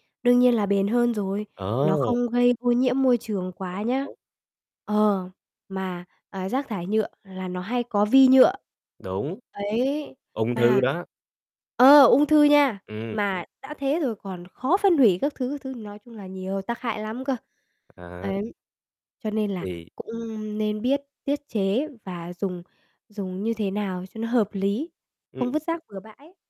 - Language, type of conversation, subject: Vietnamese, podcast, Theo bạn, chúng ta có thể làm gì để bảo vệ biển?
- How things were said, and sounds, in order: other background noise; tapping; unintelligible speech; distorted speech